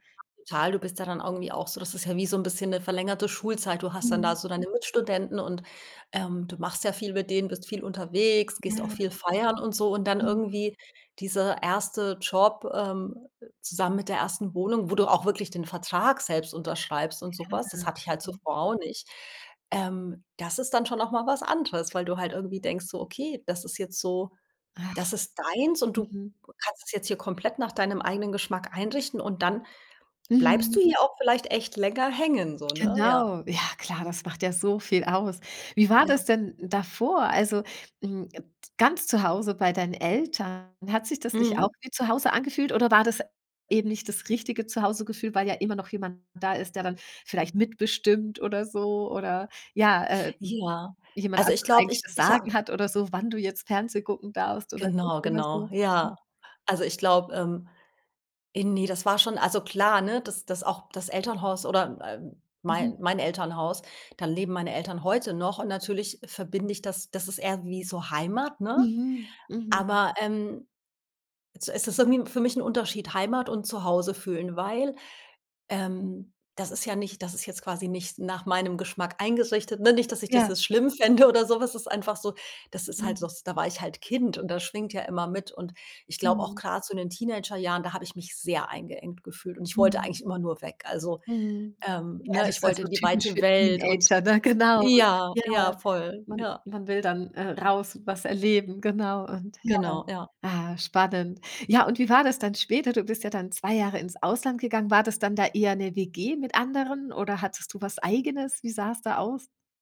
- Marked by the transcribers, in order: none
- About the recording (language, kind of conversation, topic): German, podcast, Wann hast du dich zum ersten Mal wirklich zu Hause gefühlt?